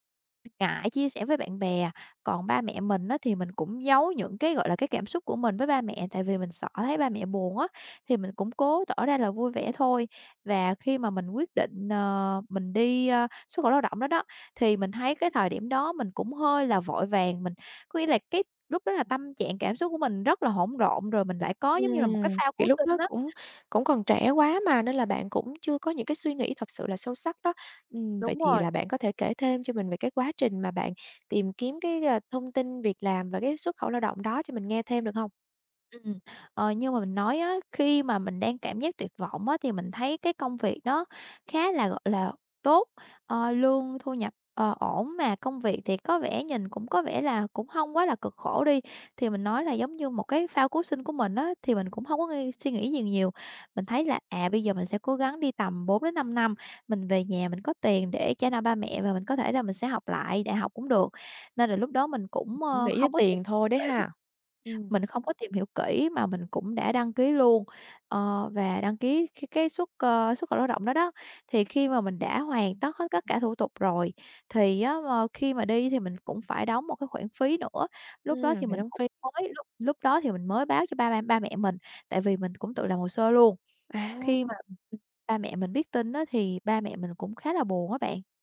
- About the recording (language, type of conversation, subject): Vietnamese, podcast, Bạn có thể kể về quyết định nào khiến bạn hối tiếc nhất không?
- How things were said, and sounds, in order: other background noise; other noise; tapping